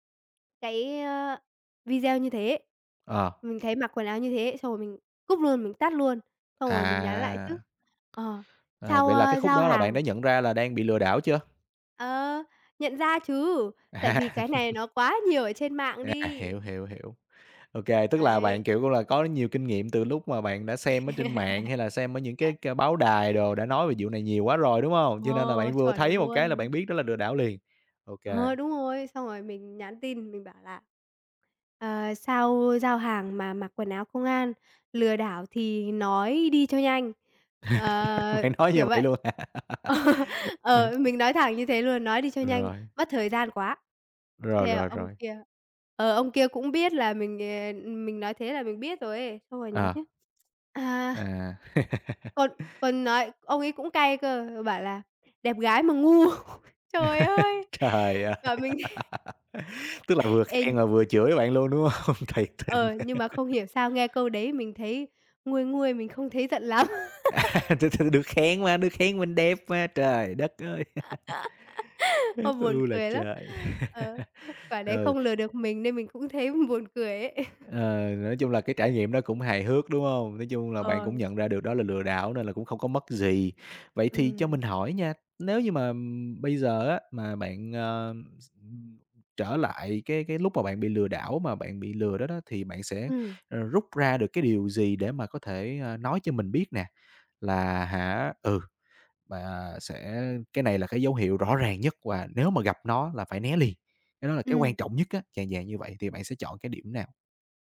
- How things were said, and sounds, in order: tapping; laughing while speaking: "À"; chuckle; laugh; laugh; laughing while speaking: "Bạn nói như vậy luôn hả?"; laughing while speaking: "Ờ"; laugh; laugh; other background noise; laughing while speaking: "ngu"; chuckle; laughing while speaking: "Trời ơi!"; laugh; laughing while speaking: "Bảo mình thế"; unintelligible speech; laughing while speaking: "đúng hông? Thiệt tình"; laugh; laughing while speaking: "lắm"; laughing while speaking: "À, thực sự"; laugh; laugh; laughing while speaking: "Ôi, buồn cười lắm"; laughing while speaking: "ơi!"; laugh; chuckle; laughing while speaking: "thấy buồn cười ấy"; chuckle
- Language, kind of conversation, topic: Vietnamese, podcast, Bạn có thể kể về lần bạn bị lừa trên mạng và bài học rút ra từ đó không?